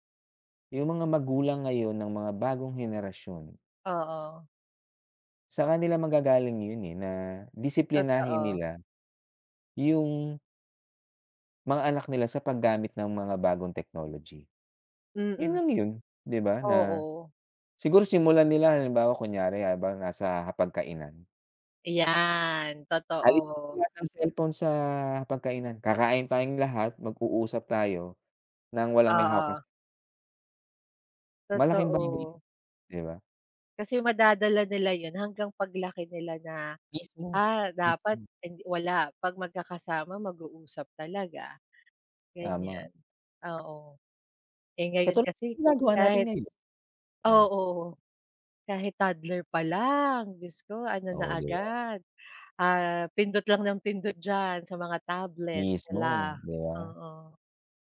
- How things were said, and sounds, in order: other background noise; tapping
- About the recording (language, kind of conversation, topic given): Filipino, unstructured, Ano ang tingin mo sa epekto ng teknolohiya sa lipunan?